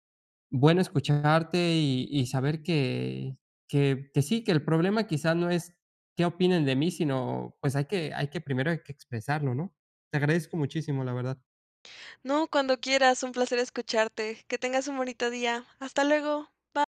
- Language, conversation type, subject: Spanish, advice, ¿Cómo puedo aceptar mi singularidad personal cuando me comparo con los demás y me siento inseguro?
- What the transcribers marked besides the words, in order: none